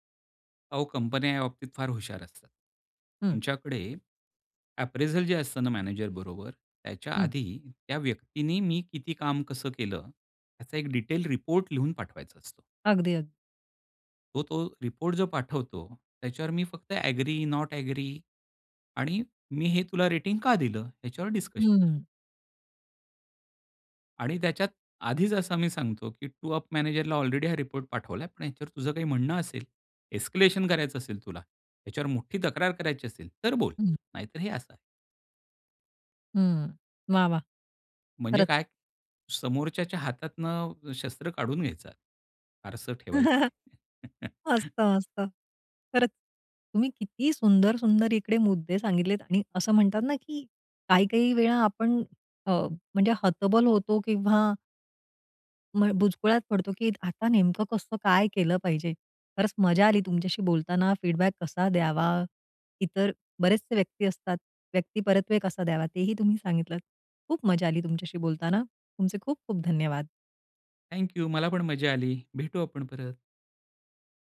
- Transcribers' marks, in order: in English: "अप्रेझल"; tapping; in English: "ॲग्री, नॉट ॲग्री"; in English: "टू अप"; in English: "एस्केलेशन"; chuckle; other background noise; chuckle; in English: "फीडबॅक"
- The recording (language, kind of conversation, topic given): Marathi, podcast, फीडबॅक देताना तुमची मांडणी कशी असते?